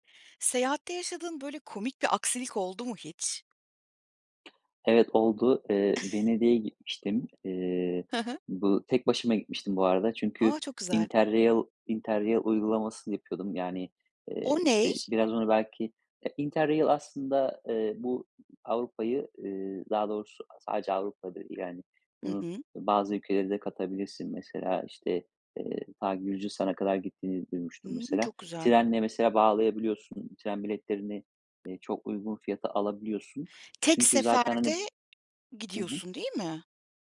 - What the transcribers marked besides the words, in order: other background noise; chuckle; in English: "interrail interrail"; in English: "interrail"; tapping
- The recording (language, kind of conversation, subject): Turkish, podcast, Seyahatte başına gelen en komik aksilik neydi, anlatır mısın?